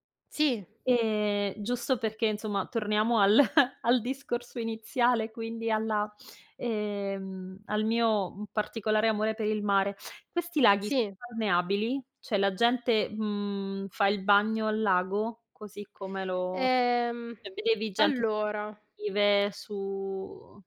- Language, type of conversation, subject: Italian, unstructured, Come decidi se fare una vacanza al mare o in montagna?
- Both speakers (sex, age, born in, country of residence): female, 35-39, Italy, Italy; female, 40-44, Italy, Italy
- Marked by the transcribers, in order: other background noise; laughing while speaking: "al"; chuckle; unintelligible speech; "Cioè" said as "ceh"; "cioè" said as "ceh"; unintelligible speech; drawn out: "su"